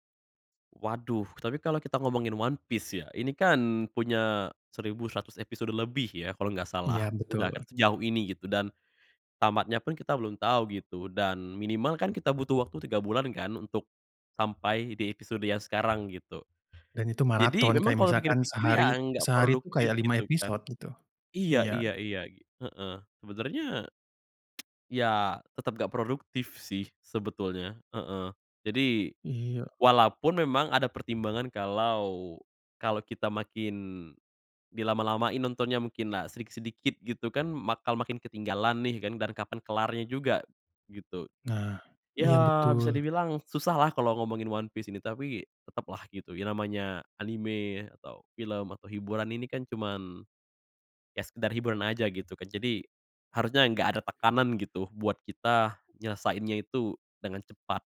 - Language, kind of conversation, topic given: Indonesian, podcast, Bagaimana layanan streaming mengubah kebiasaan menonton orang?
- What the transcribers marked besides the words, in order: other background noise; tsk; "bakal" said as "makal"; tapping